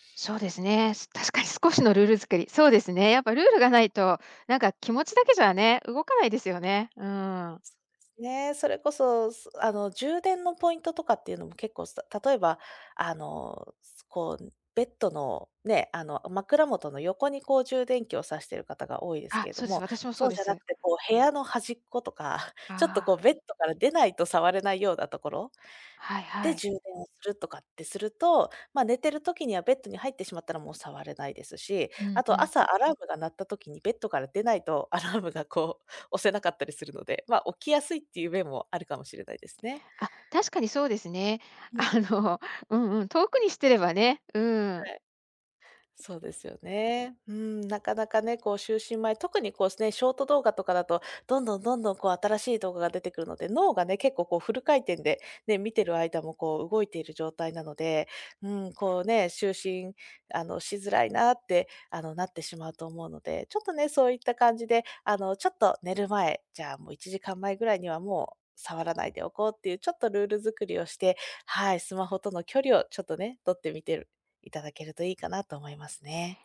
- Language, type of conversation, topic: Japanese, advice, 就寝前にスマホが手放せなくて眠れないのですが、どうすればやめられますか？
- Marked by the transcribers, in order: other background noise